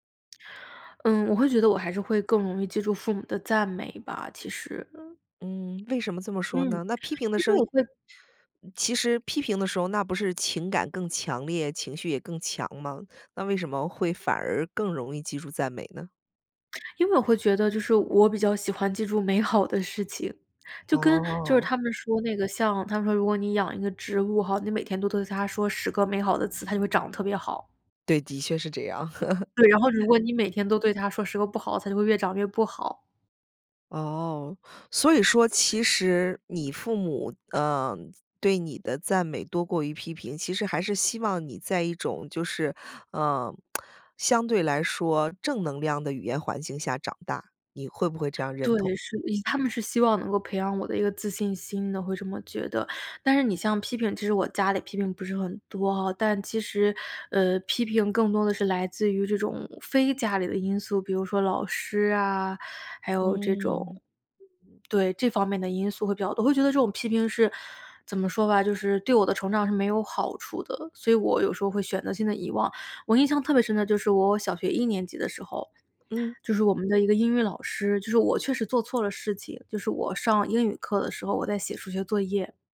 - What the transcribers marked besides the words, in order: lip smack; other background noise; chuckle; lip smack
- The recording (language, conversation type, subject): Chinese, podcast, 你家里平时是赞美多还是批评多？